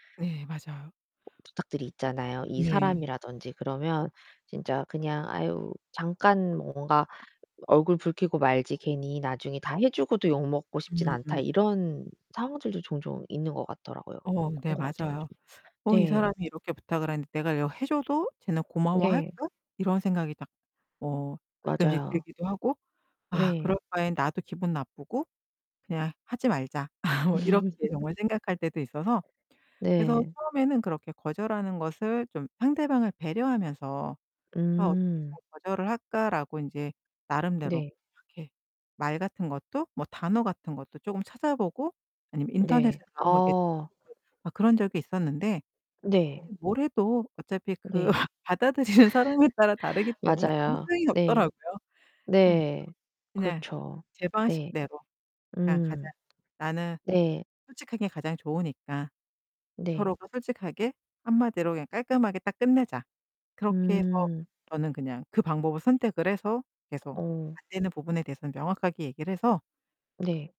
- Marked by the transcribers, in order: tapping; distorted speech; other background noise; laugh; laugh; laughing while speaking: "받아들이는 사람에 따라 다르기 때문에 아무 소용이 없더라고요"
- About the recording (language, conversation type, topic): Korean, podcast, 거절하는 말을 자연스럽게 할 수 있도록 어떻게 연습하셨나요?
- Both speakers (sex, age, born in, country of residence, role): female, 40-44, South Korea, United States, host; female, 50-54, South Korea, United States, guest